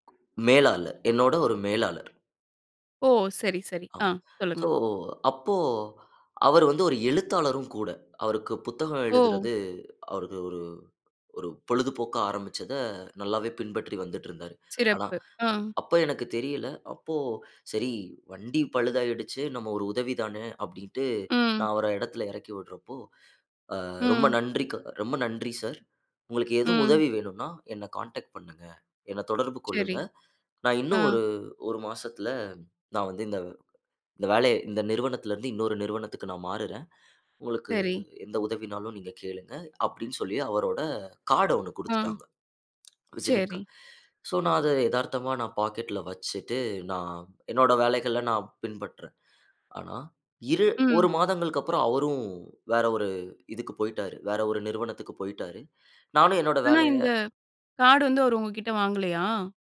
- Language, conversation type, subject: Tamil, podcast, ஒரு சிறிய சம்பவம் உங்கள் வாழ்க்கையில் பெரிய மாற்றத்தை எப்படிச் செய்தது?
- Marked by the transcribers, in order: other background noise; inhale; in English: "கான்டாக்ட்"; in English: "கார்ட்"; tsk; in English: "விசிட்டிங் கார்ட்"; in English: "பாக்கெட்ல"; in English: "கார்டு"